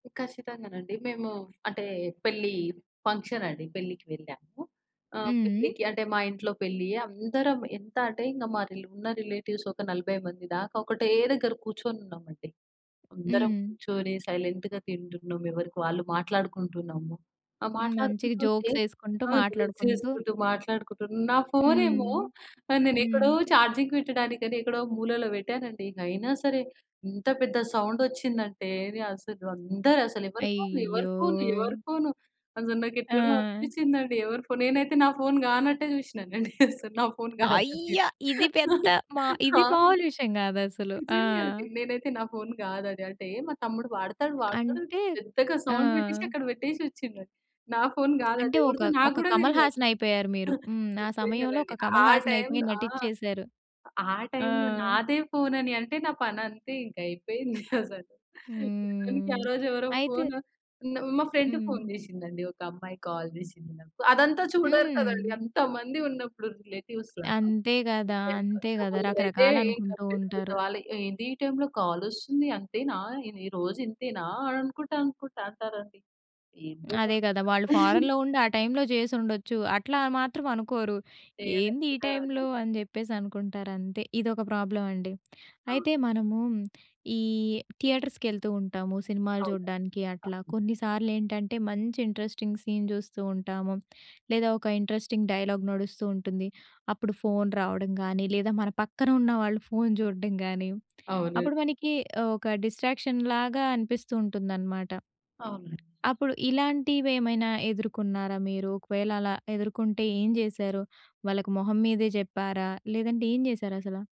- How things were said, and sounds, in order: in English: "ఫంక్షన్"; in English: "రిలేటివ్స్"; in English: "సైలెంట్‌గా"; in English: "జోక్స్"; in English: "జోక్స్"; in English: "చార్జింగ్"; in English: "సౌండ్"; laughing while speaking: "నేనైతే నా ఫోను కానట్టే జూశినానండి … ఆ! నిజంగా అండి"; in English: "సౌండ్"; lip smack; chuckle; in English: "ఫ్రెండ్"; in English: "కాల్"; in English: "రిలేటివ్స్‌లో"; lip smack; in English: "ఫారెన్‌లో"; chuckle; in English: "ప్రాబ్లమ్"; other noise; in English: "థియేటర్స్‌కి"; in English: "ఇంట్రెస్టింగ్ సీన్"; in English: "ఇంట్రెస్టింగ్ డైలాగ్"; in English: "డిస్ట్రాక్షన్‌లాగా"
- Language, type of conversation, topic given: Telugu, podcast, ఫోన్‌లో వచ్చే నోటిఫికేషన్‌లు మనం వినే దానిపై ఎలా ప్రభావం చూపిస్తాయి?